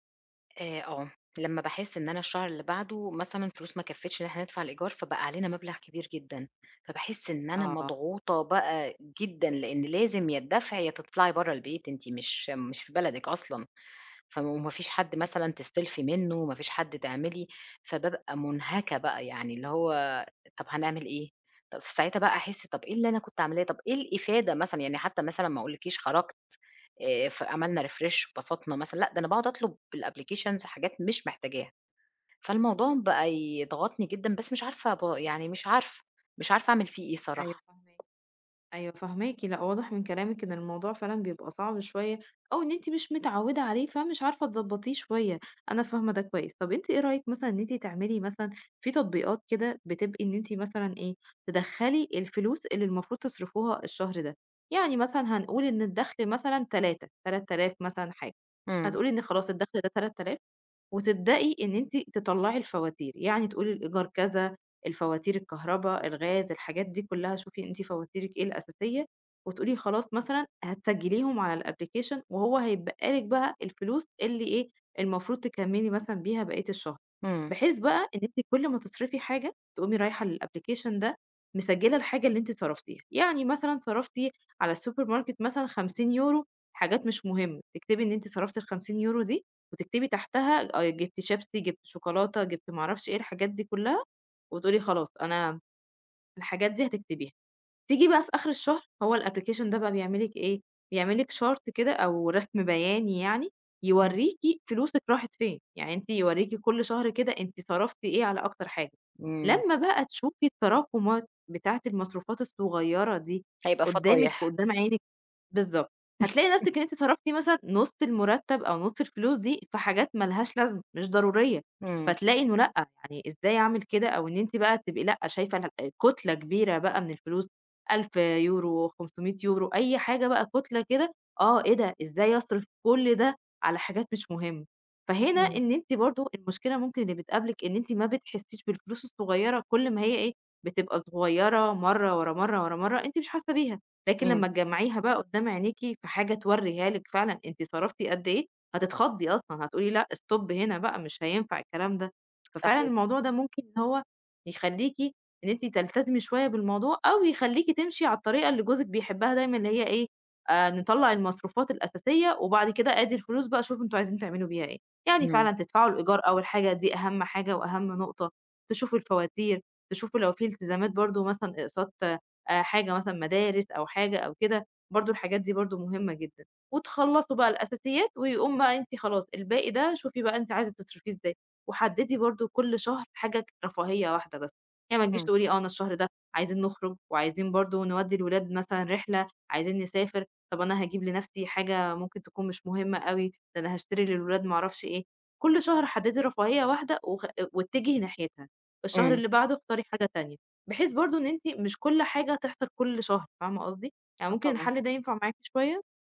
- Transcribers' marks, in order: other noise; in English: "refresh"; in English: "بالapplications"; tapping; in English: "الapplication"; in English: "للapplication"; in English: "السوبر ماركت"; in English: "الapplication"; in English: "chart"; chuckle; in English: "stop"
- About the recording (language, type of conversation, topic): Arabic, advice, إزاي كانت تجربتك لما مصاريفك كانت أكتر من دخلك؟